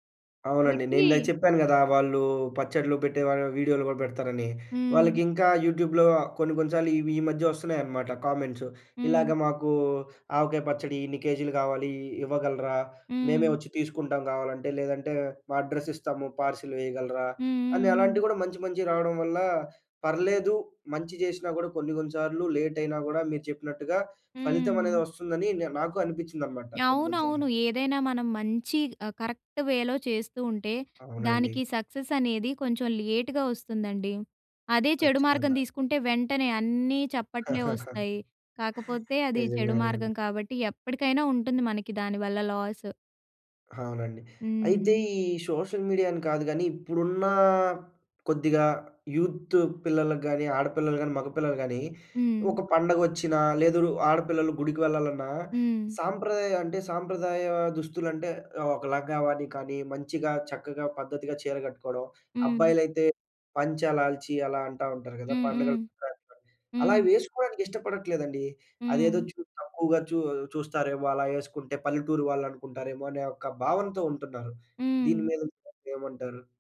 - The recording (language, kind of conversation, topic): Telugu, podcast, సోషల్ మీడియా సంప్రదాయ దుస్తులపై ఎలా ప్రభావం చూపుతోంది?
- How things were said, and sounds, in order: in English: "యూట్యూబ్‌లో"; in English: "కామెంట్స్"; in English: "అడ్రెస్"; in English: "పార్సిల్"; in English: "లేట్"; in English: "కరెక్ట్ వేలో"; in English: "సక్సెస్"; in English: "లేట్‌గా"; laugh; in English: "లాస్"; in English: "సోషల్"; in English: "యూత్"